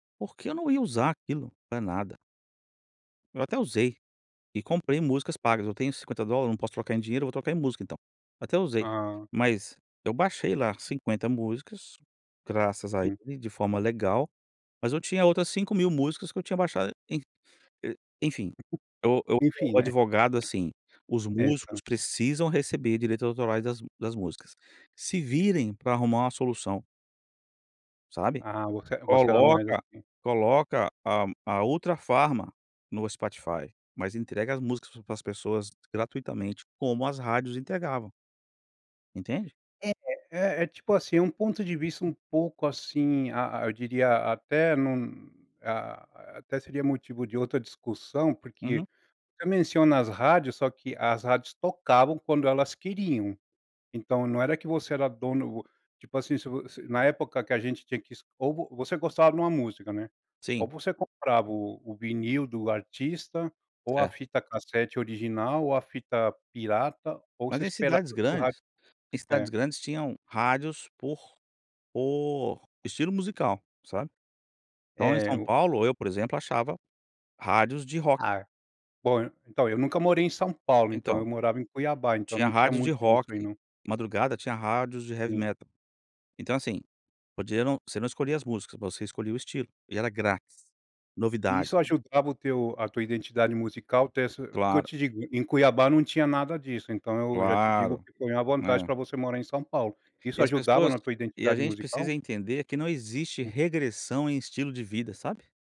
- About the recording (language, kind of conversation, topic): Portuguese, podcast, Que papel as playlists têm na sua identidade musical?
- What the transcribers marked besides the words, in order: unintelligible speech; other background noise; unintelligible speech; tapping; other noise